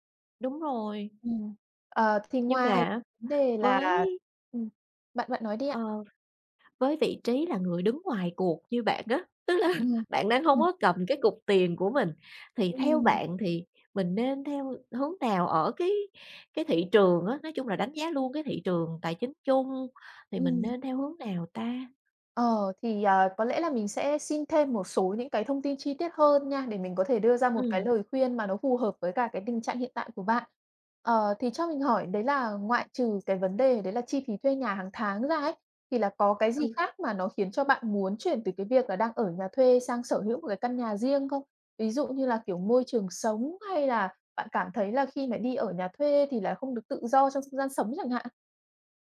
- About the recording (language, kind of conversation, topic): Vietnamese, advice, Nên mua nhà hay tiếp tục thuê nhà?
- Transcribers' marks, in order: laughing while speaking: "là"